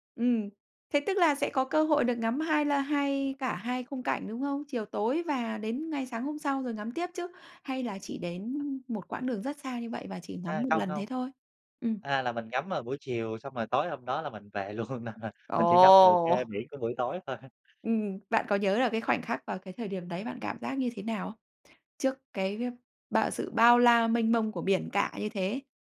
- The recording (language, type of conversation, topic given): Vietnamese, podcast, Cảm giác của bạn khi đứng trước biển mênh mông như thế nào?
- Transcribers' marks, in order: laughing while speaking: "luôn, nên là"; other background noise